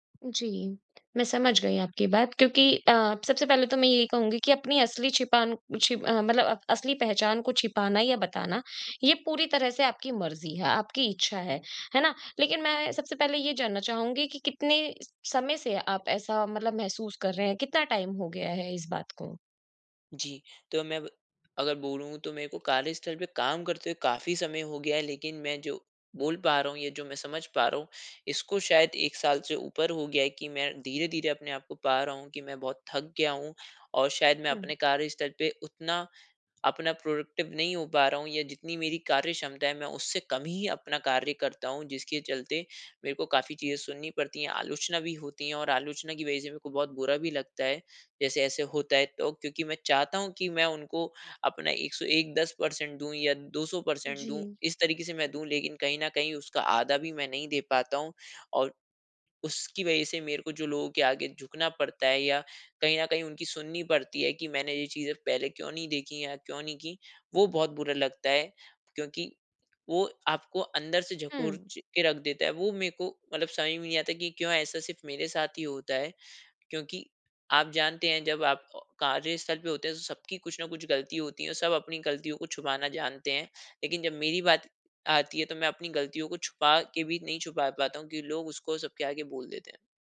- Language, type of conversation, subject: Hindi, advice, आपको काम पर अपनी असली पहचान छिपाने से मानसिक थकान कब और कैसे महसूस होती है?
- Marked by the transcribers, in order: in English: "टाइम"; in English: "प्रोडक्टिव"; in English: "परसेंट"; in English: "परसेंट"